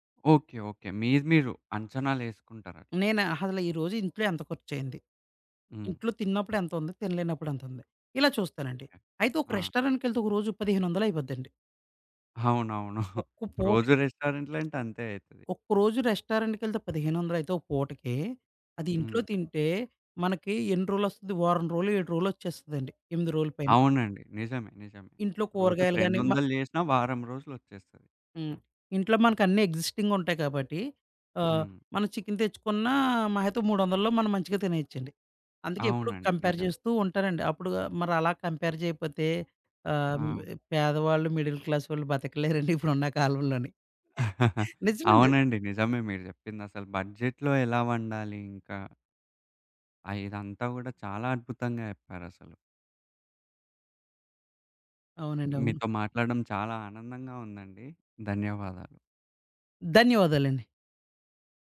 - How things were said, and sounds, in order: in English: "రెస్టారెంట్‌కెళ్తే"; giggle; in English: "రెస్టారెంట్‌లో"; other background noise; in English: "రెస్టారెంట్‌కెళ్తే"; in English: "కంపేర్"; in English: "కంపేర్"; in English: "మిడిల్ క్లాస్"; laughing while speaking: "బతకలేరండి ఇప్పుడున్న కాలంలోని"; giggle; in English: "బడ్జెట్‌లో"
- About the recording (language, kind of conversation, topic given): Telugu, podcast, సాధారణ పదార్థాలతో ఇంట్లోనే రెస్టారెంట్‌లాంటి రుచి ఎలా తీసుకురాగలరు?